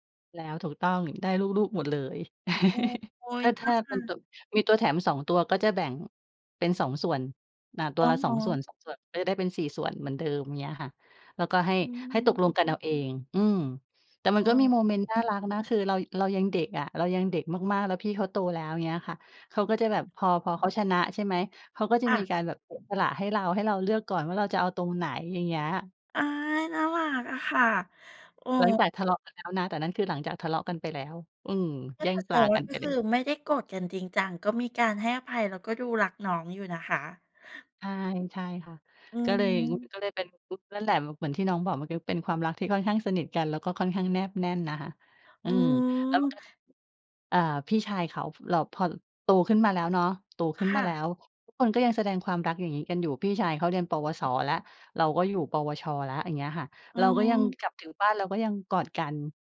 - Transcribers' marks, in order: laugh; unintelligible speech
- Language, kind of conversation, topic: Thai, podcast, ครอบครัวของคุณแสดงความรักต่อคุณอย่างไรตอนคุณยังเป็นเด็ก?